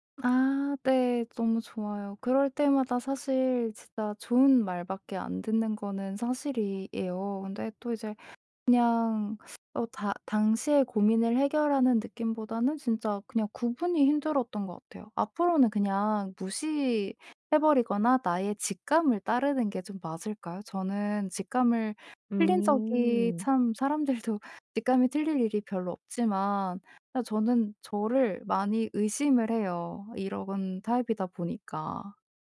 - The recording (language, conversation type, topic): Korean, advice, 피드백이 건설적인지 공격적인 비판인지 간단히 어떻게 구분할 수 있을까요?
- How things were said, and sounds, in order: teeth sucking; other background noise; laughing while speaking: "사람들도"